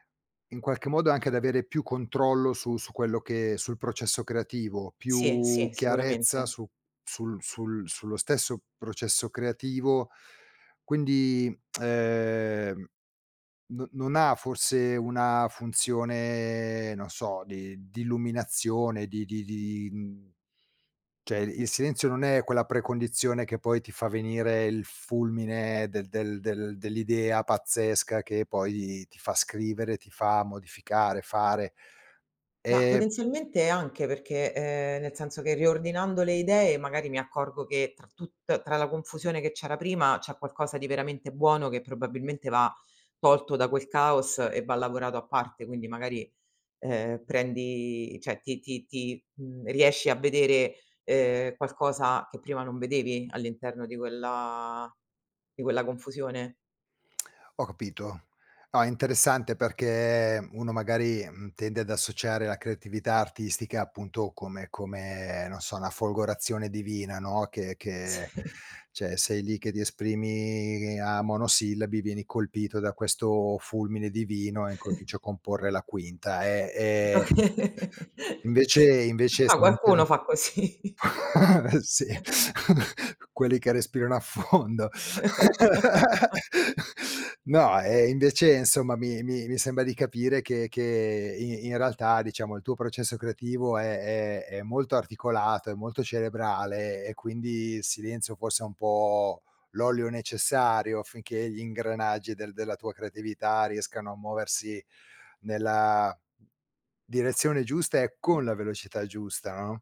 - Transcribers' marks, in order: lip smack; "Cioè" said as "ceh"; "cioè" said as "ceh"; laughing while speaking: "Sì"; "cioè" said as "ceh"; chuckle; laughing while speaking: "Oka"; chuckle; unintelligible speech; chuckle; laughing while speaking: "sì"; laughing while speaking: "così"; chuckle; laughing while speaking: "a fondo"; laugh; laugh; other background noise; tapping
- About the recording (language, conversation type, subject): Italian, podcast, Che ruolo ha il silenzio nella tua creatività?
- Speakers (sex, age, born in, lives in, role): female, 35-39, Italy, Italy, guest; male, 50-54, Italy, Italy, host